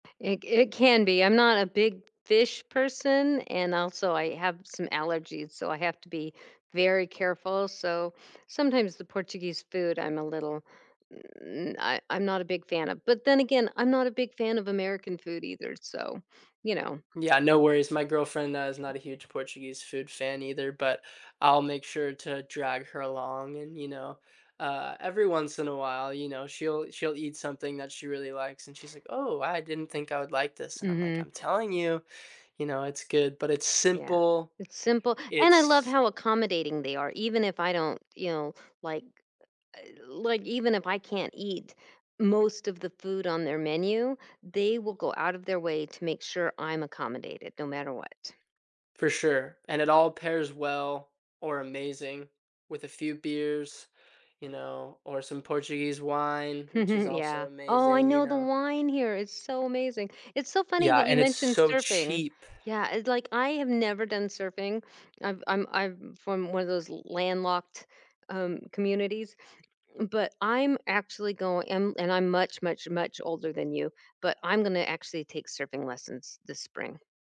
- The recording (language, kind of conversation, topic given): English, unstructured, How has the way you connect with people in your community changed over time?
- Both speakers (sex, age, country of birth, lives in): female, 55-59, United States, United States; male, 20-24, United States, United States
- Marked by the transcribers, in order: other background noise; stressed: "simple"; chuckle; stressed: "cheap"